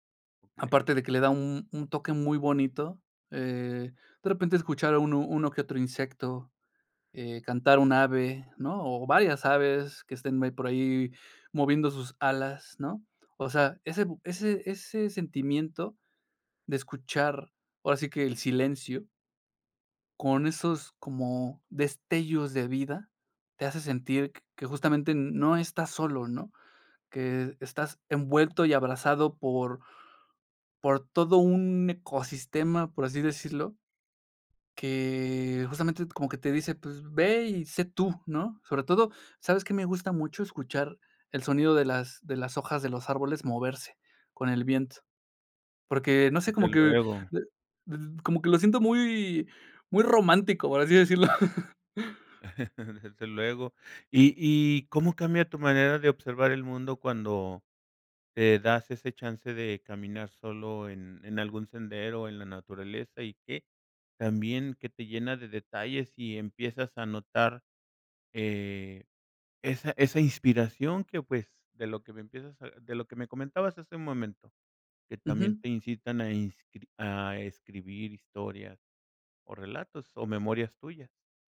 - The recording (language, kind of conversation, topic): Spanish, podcast, ¿De qué manera la soledad en la naturaleza te inspira?
- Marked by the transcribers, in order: other background noise; laugh; chuckle